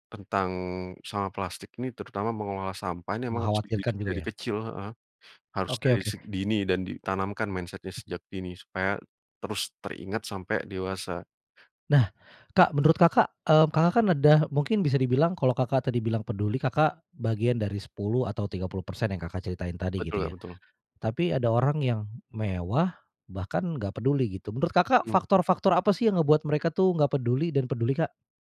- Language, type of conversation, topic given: Indonesian, podcast, Bagaimana cara Anda mengurangi penggunaan plastik saat berbelanja bahan makanan?
- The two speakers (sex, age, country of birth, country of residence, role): male, 30-34, Indonesia, Indonesia, guest; male, 35-39, Indonesia, Indonesia, host
- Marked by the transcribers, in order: in English: "mindset-nya"; other background noise